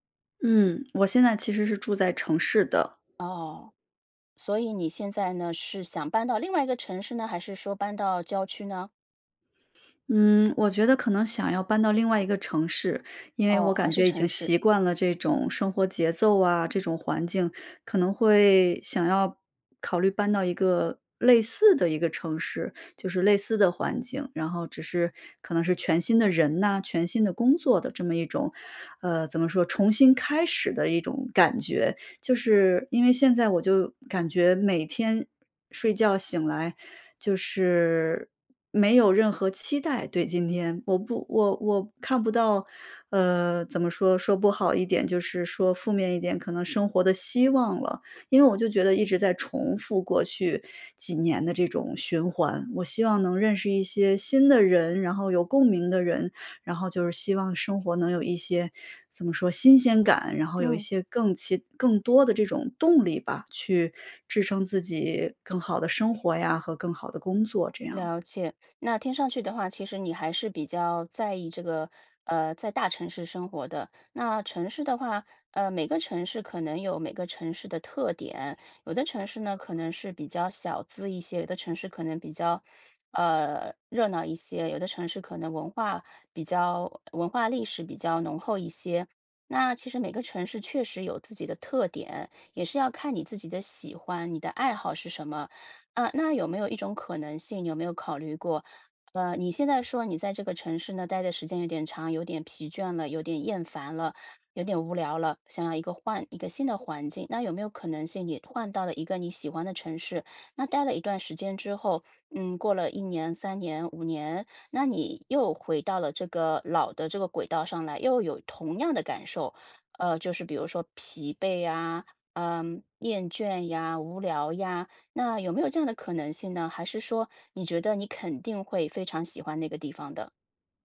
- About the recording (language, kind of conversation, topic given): Chinese, advice, 你正在考虑搬到另一个城市开始新生活吗？
- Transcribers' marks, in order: none